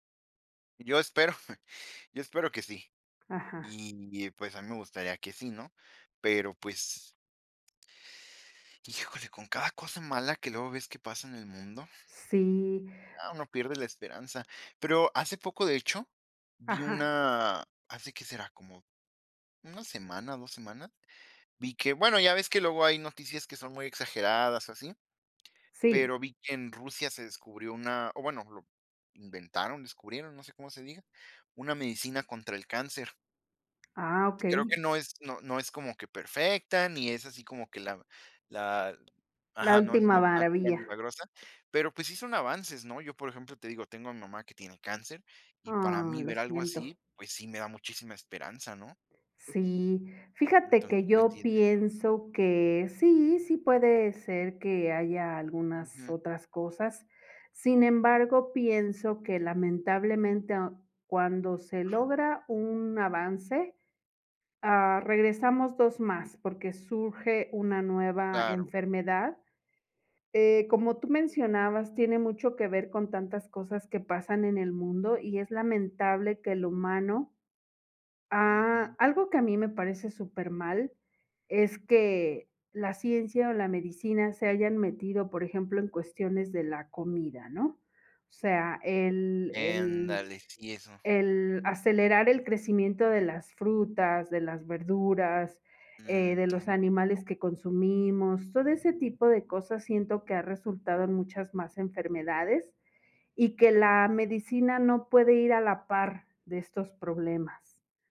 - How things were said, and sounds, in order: chuckle; tapping; other noise
- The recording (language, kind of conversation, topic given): Spanish, unstructured, ¿Cómo ha cambiado la vida con el avance de la medicina?